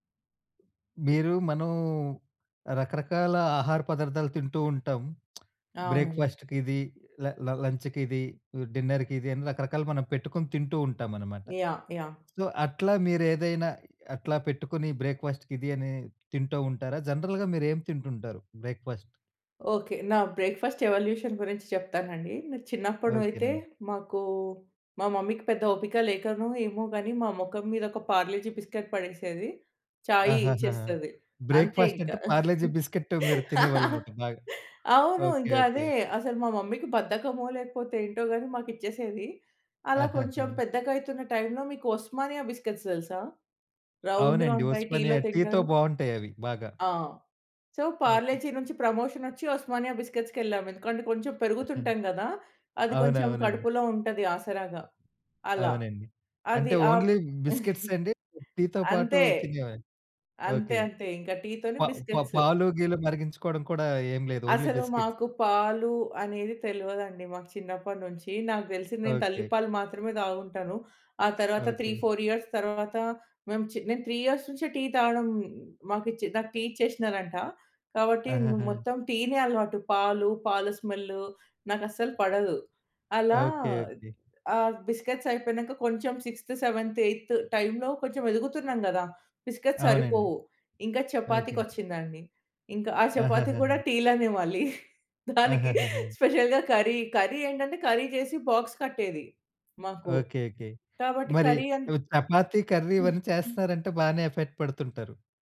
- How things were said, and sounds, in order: lip smack; tapping; in English: "సో"; in English: "జనరల్‌గా"; in English: "బ్రేక్‌ఫాస్ట్?"; in English: "బ్రేక్ఫాస్ట్ ఎవల్యూషన్"; in English: "మమ్మీకి"; in English: "పార్లేజి బిస్కట్"; in English: "బ్రేక్‌ఫాస్ట్"; in English: "పార్లేజీ బిస్కట్"; laugh; in English: "మమ్మీకి"; in English: "బిస్కిట్స్"; in English: "రౌండ్‌గా"; in English: "సో, పార్లేజి"; in English: "బిస్కిట్స్‌కెళ్ళాం"; chuckle; in English: "ఓన్లీ బిస్కిట్స్"; chuckle; in English: "బిస్కేట్స్"; in English: "ఓన్లీ బిస్కేట్స్"; in English: "త్రీ, ఫోర్ ఇయర్స్"; in English: "త్రీ ఇయర్స్"; in English: "టీ"; in English: "టీ"; in English: "బిస్కెట్స్"; in English: "సిక్స్త్, సెవెంత్, ఎయిత్ టైమ్‌లో"; in English: "బిస్కెట్స్"; in English: "చపాతీ"; laughing while speaking: "దానికి స్పెషల్‌గా"; in English: "స్పెషల్‌గా కర్రీ, కర్రీ"; in English: "కర్రీ"; in English: "బాక్స్"; in English: "చపాతీ కర్రీ"; in English: "కర్రీ"; other noise; in English: "ఎఫర్ట్"
- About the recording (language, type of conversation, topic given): Telugu, podcast, సాధారణంగా మీరు అల్పాహారంగా ఏమి తింటారు?